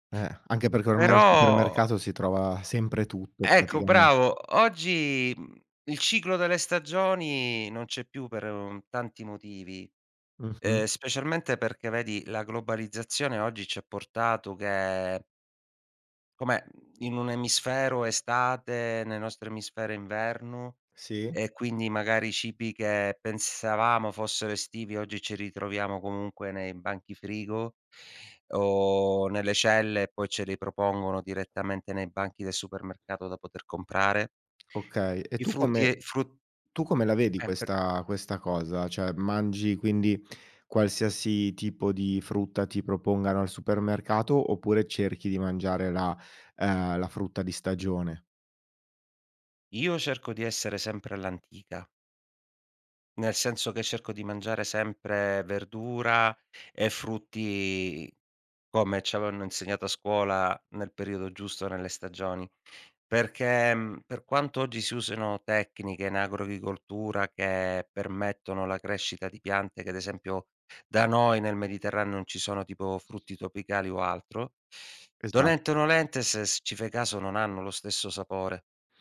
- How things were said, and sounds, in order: other background noise; tapping; "Cioè" said as "ceh"; "agricoltura" said as "agrogricoltura"
- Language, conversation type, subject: Italian, podcast, In che modo i cicli stagionali influenzano ciò che mangiamo?